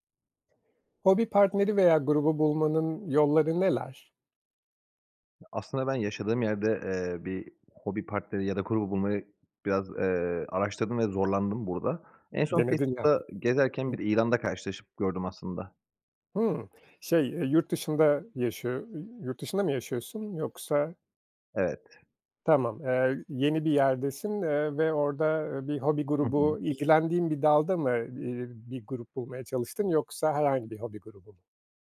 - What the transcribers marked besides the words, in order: none
- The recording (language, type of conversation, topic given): Turkish, podcast, Hobi partneri ya da bir grup bulmanın yolları nelerdir?